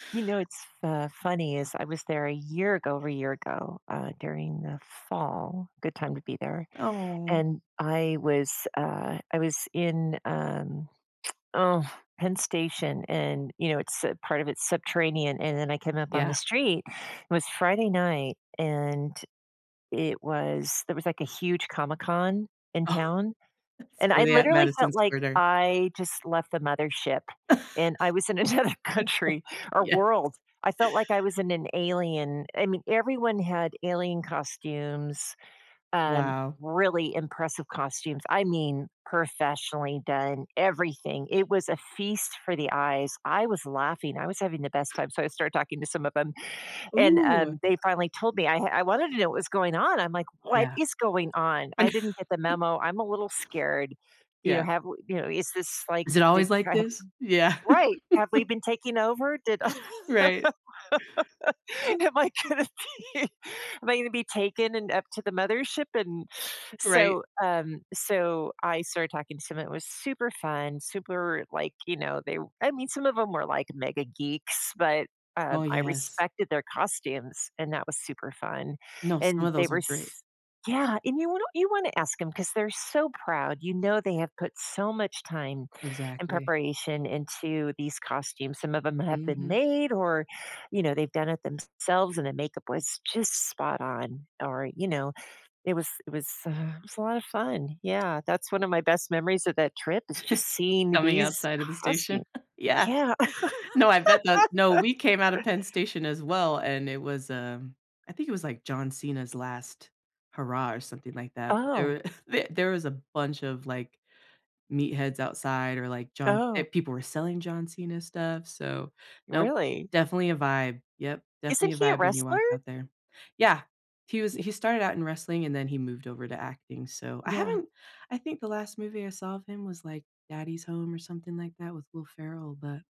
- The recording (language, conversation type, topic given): English, unstructured, How can I meet someone amazing while traveling?
- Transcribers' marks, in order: lip smack; laughing while speaking: "Oh"; chuckle; other background noise; laughing while speaking: "another country"; laugh; laughing while speaking: "Yes"; laughing while speaking: "I kn"; chuckle; laugh; laughing while speaking: "right"; laugh; laughing while speaking: "am I gonna be"; chuckle; chuckle; laugh; chuckle